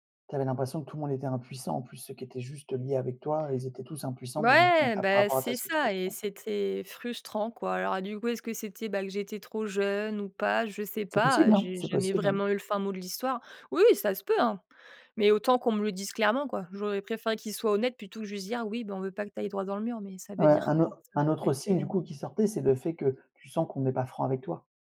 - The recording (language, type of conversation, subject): French, podcast, Comment savoir quand il est temps de quitter son travail ?
- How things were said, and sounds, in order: unintelligible speech